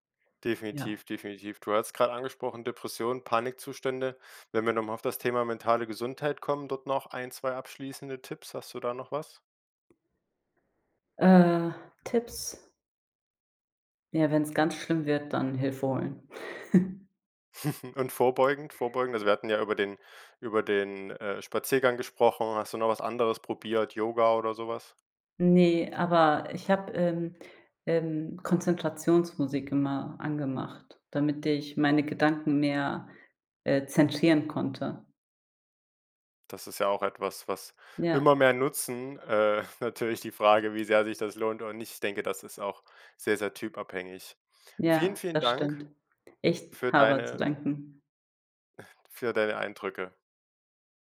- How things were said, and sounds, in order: chuckle; chuckle
- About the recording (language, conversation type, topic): German, podcast, Wie gehst du persönlich mit Prüfungsangst um?